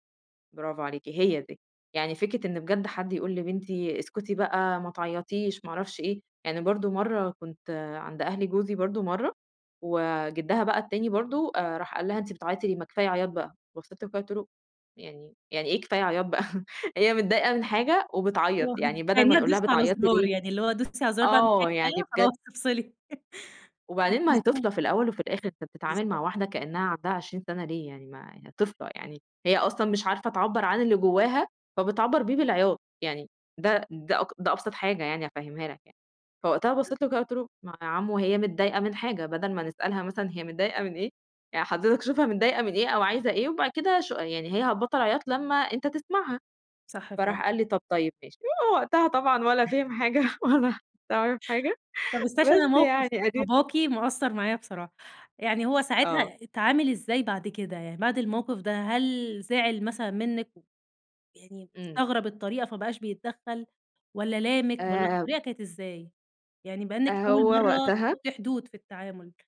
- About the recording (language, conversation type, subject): Arabic, podcast, إزاي تتعامل مع إحساس الذنب لما تحط حدود؟
- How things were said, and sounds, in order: chuckle; unintelligible speech; chuckle; unintelligible speech; other background noise; chuckle; laughing while speaking: "حاجة ولا ولا عرِف حاجة، بس يعني أدي"